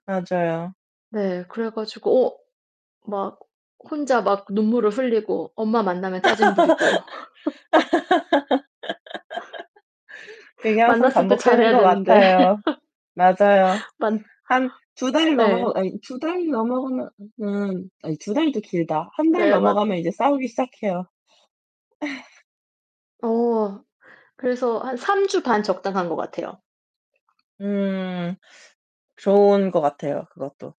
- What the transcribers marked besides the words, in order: tapping; laugh; other background noise; distorted speech; laugh; laugh
- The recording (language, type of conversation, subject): Korean, unstructured, 가족과 함께한 기억 중 가장 특별했던 순간은 언제였나요?